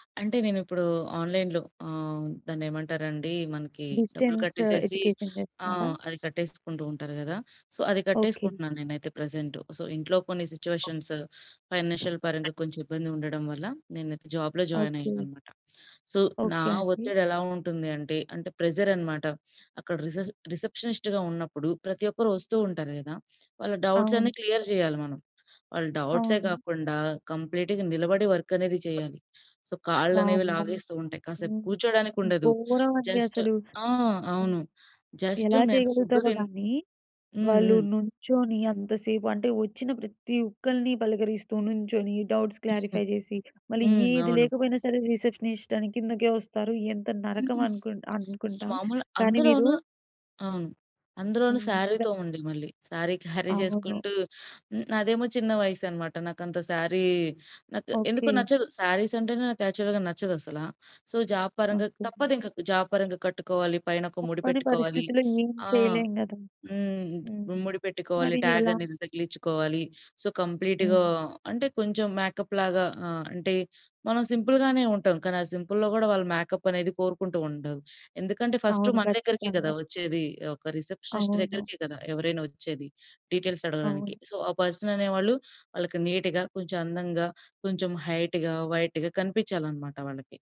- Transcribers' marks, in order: in English: "ఆన్‌లైన్‌లో"; in English: "డిస్టెన్స్ ఎడ్యుకేషన్"; in English: "సో"; in English: "సో"; in English: "సిట్యుయేషన్స్, ఫైనాన్షియల్"; other background noise; in English: "జాబ్‌లో జాయిన్"; in English: "సో"; in English: "ప్రెజర్"; in English: "డౌట్స్"; in English: "క్లియర్"; in English: "కంప్లీట్‌గా"; in English: "వర్క్"; in English: "సో"; in English: "జస్ట్"; in English: "జస్ట్"; in English: "డౌట్స్ క్లారిఫై"; giggle; in English: "రిసెప్షనిస్ట్"; in English: "సారీతో"; in English: "సారీ క్యారీ"; in English: "సారీ"; in English: "సారీస్"; in English: "యాక్చువల్‌గా"; in English: "సో, జాబ్"; in English: "జాబ్"; in English: "ట్యాగ్"; in English: "సో, కంప్లీట్‌గా"; in English: "మేకప్‌లాగా"; in English: "సింపుల్‌గానే"; in English: "సింపుల్‌లో"; in English: "మేకప్"; in English: "ఫస్ట్"; in English: "రిసెప్షనిస్ట్"; in English: "డీటెయిల్స్"; in English: "సో"; in English: "పర్సన్"; in English: "నీట్‌గా"; in English: "హైట్‌గా, వైట్‌గా"
- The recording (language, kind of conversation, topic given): Telugu, podcast, మీరు ఒత్తిడిని ఎప్పుడు గుర్తించి దాన్ని ఎలా సమర్థంగా ఎదుర్కొంటారు?
- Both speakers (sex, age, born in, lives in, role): female, 20-24, India, India, host; female, 25-29, India, India, guest